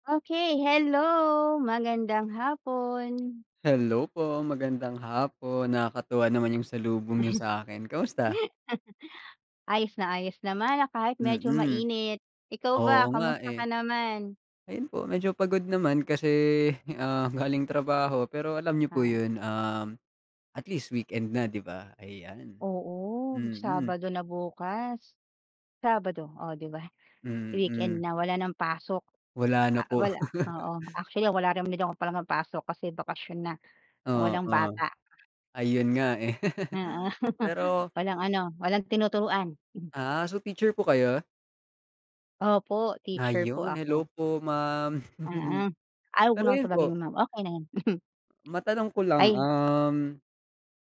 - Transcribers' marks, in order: joyful: "Okey, hello! Magandang hapon"; tapping; other background noise; laugh; laugh; unintelligible speech; chuckle; chuckle; chuckle
- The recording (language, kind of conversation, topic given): Filipino, unstructured, Ano ang epekto ng labis na selos sa isang relasyon?